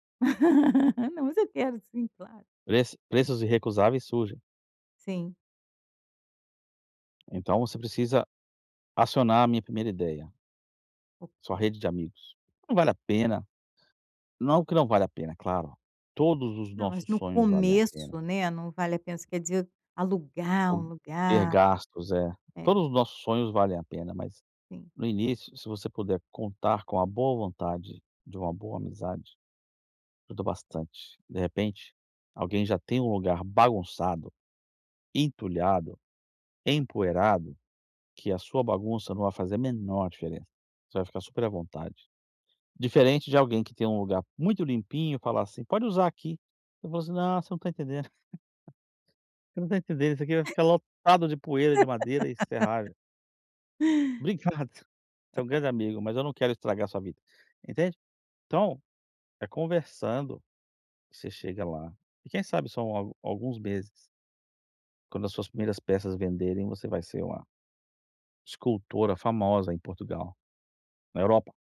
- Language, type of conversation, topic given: Portuguese, advice, Como posso começar novos hábitos com passos bem pequenos?
- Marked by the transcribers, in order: laugh; tapping; other background noise; chuckle; laugh